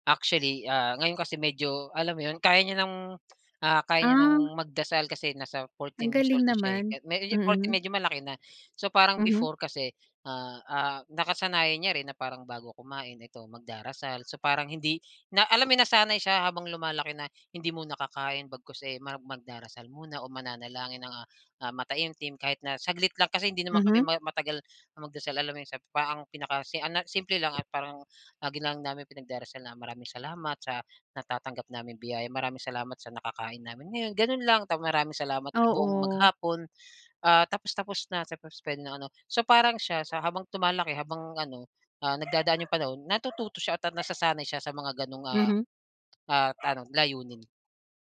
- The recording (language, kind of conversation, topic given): Filipino, podcast, Ano ang kahalagahan sa inyo ng pagdarasal bago kumain?
- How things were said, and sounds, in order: other background noise; tapping; "lumalaki" said as "tumalaki"; dog barking